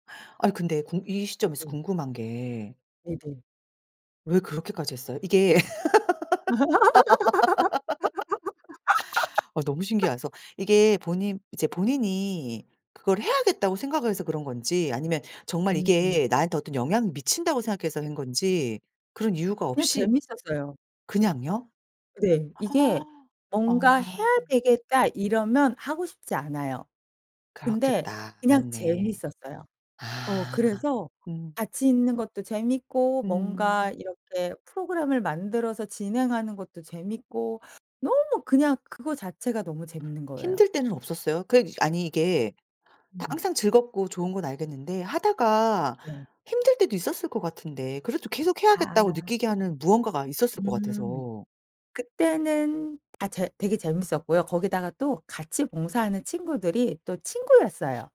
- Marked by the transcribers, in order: tapping; laugh; "신기해서" said as "신기하서"; gasp; other background noise
- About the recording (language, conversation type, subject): Korean, podcast, 지금 하고 계신 일이 본인에게 의미가 있나요?